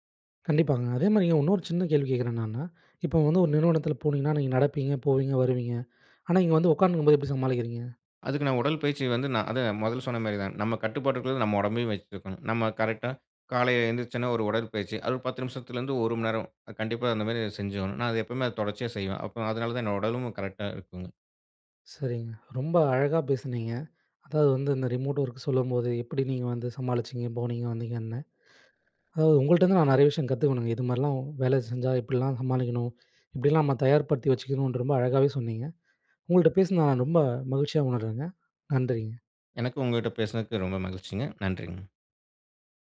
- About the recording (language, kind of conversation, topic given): Tamil, podcast, மெய்நிகர் வேலை உங்கள் சமநிலைக்கு உதவுகிறதா, அல்லது அதை கஷ்டப்படுத்துகிறதா?
- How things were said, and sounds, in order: anticipating: "கண்டிப்பாங்க, அதேமாரி இன்னொரு சின்ன கேள்வி … போது எப்படி சமாளிக்கிறீங்க?"; "உட்கார்ந்து" said as "உட்கார்ன்னு"; in English: "ரிமோட் ஒர்க்"